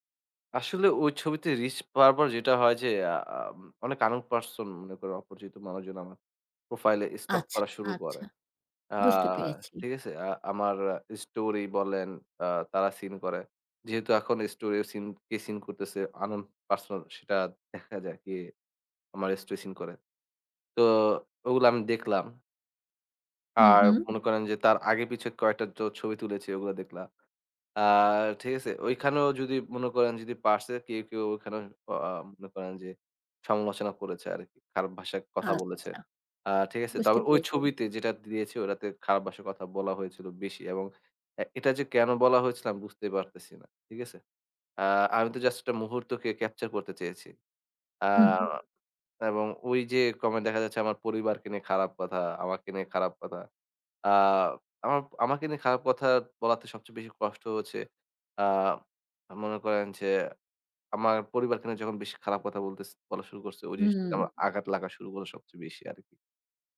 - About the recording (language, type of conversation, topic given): Bengali, advice, সামাজিক মিডিয়ায় প্রকাশ্যে ট্রোলিং ও নিম্নমানের সমালোচনা কীভাবে মোকাবিলা করেন?
- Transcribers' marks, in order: in English: "reach"; in English: "unknown person"; in English: "unknown person"; tapping